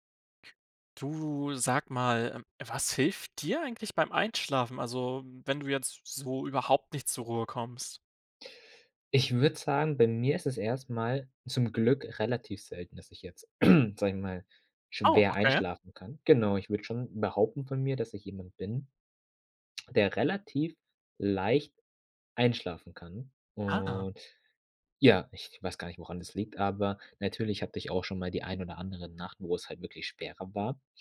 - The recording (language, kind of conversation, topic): German, podcast, Was hilft dir beim Einschlafen, wenn du nicht zur Ruhe kommst?
- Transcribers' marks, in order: throat clearing; surprised: "Oh"